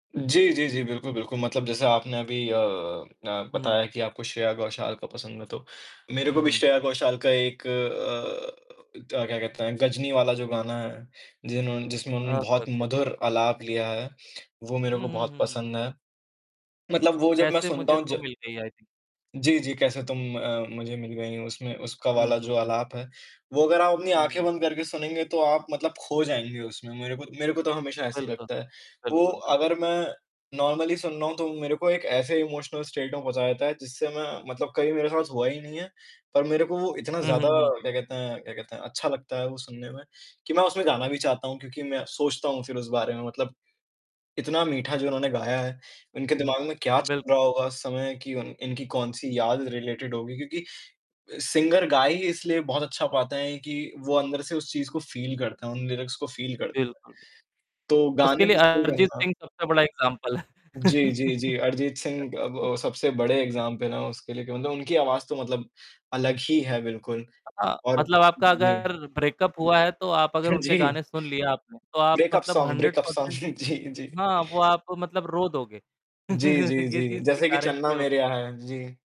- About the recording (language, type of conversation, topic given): Hindi, unstructured, आपके पसंदीदा कलाकार या संगीतकार कौन हैं?
- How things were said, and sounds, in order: static; distorted speech; in English: "ओके, ओके, ओके, ओके"; in English: "आई थिंक"; mechanical hum; in English: "नॉर्मली"; in English: "इमोशनल स्टेट"; tapping; in English: "रिलेटेड"; in English: "सिंगर"; horn; in English: "फ़ील"; in English: "लिरिक्स"; in English: "फ़ील"; unintelligible speech; in English: "एग्ज़ाम्पल"; laughing while speaking: "है"; laugh; in English: "एग्ज़ाम्पल"; in English: "ब्रेकअप"; chuckle; laughing while speaking: "जी"; in English: "ब्रेकअप सॉन्ग ब्रेकअप सॉन्ग"; in English: "हंड्रेड परसेंट"; chuckle; laughing while speaking: "जी, जी"; chuckle; in English: "गारंटी"